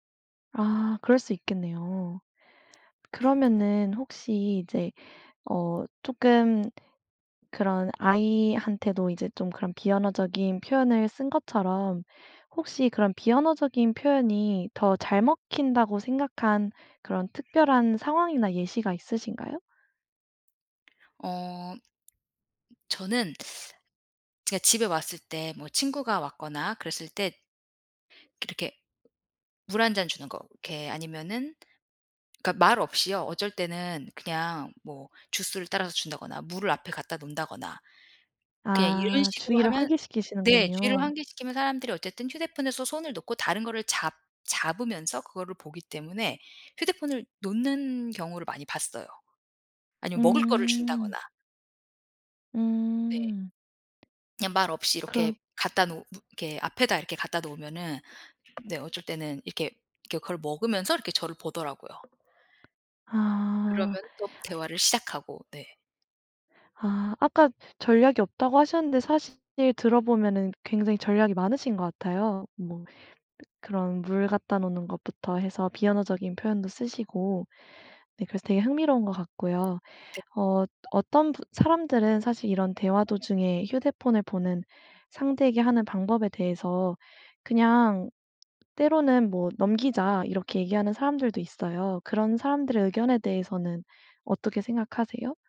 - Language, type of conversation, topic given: Korean, podcast, 대화 중에 상대가 휴대폰을 볼 때 어떻게 말하면 좋을까요?
- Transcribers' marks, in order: tapping; other noise; teeth sucking; other background noise